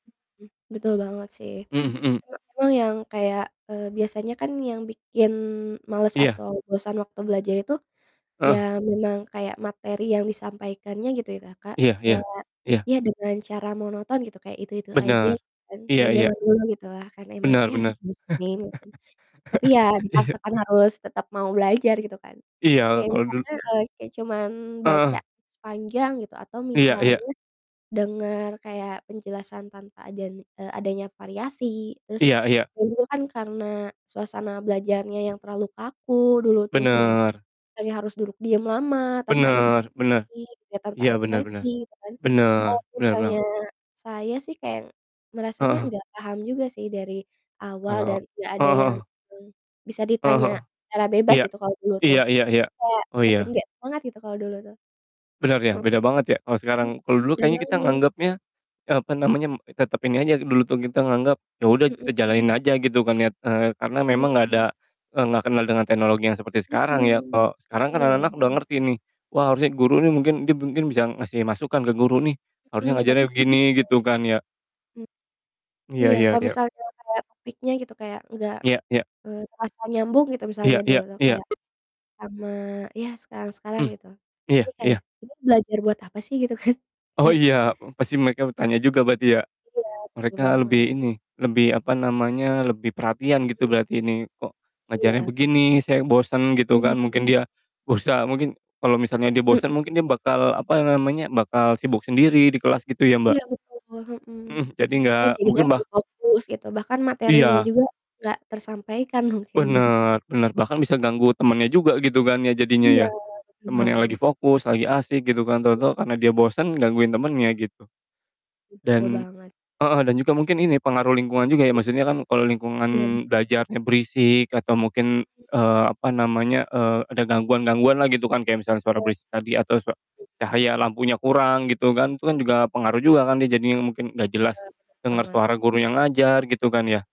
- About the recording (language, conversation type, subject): Indonesian, unstructured, Menurut kamu, bagaimana cara membuat belajar jadi lebih menyenangkan?
- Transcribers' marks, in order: other background noise; laugh; unintelligible speech; laughing while speaking: "Iya"; distorted speech; background speech; mechanical hum; laughing while speaking: "kan"; laughing while speaking: "mungkin ya"